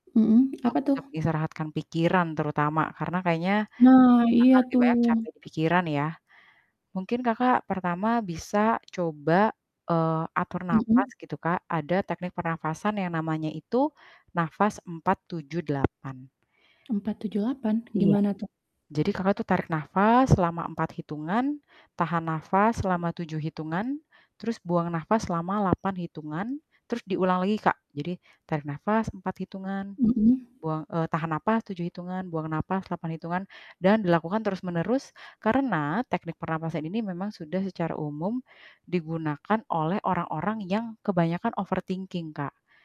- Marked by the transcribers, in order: distorted speech; tapping; other background noise; in English: "overthinking"
- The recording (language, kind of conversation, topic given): Indonesian, advice, Bagaimana saya bisa merasa tenang dan tidak bersalah saat mengambil waktu untuk bersantai dan beristirahat?